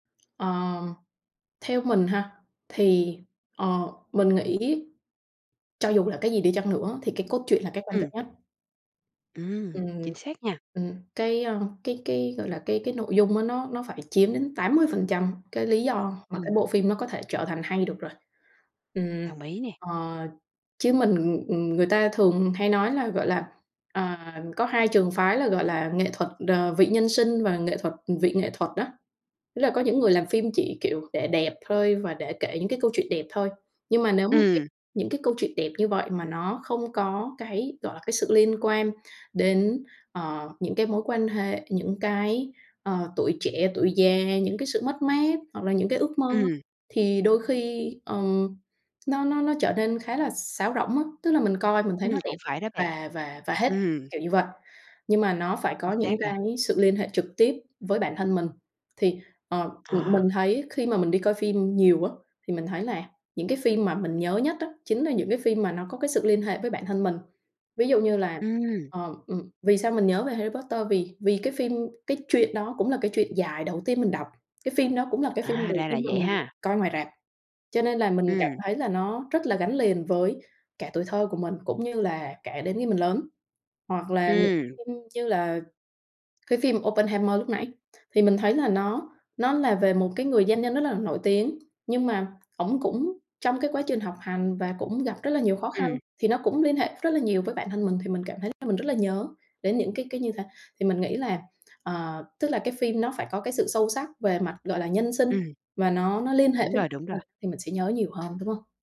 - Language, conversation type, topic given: Vietnamese, podcast, Bạn có thể kể về một bộ phim bạn đã xem mà không thể quên được không?
- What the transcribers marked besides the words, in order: tapping; other background noise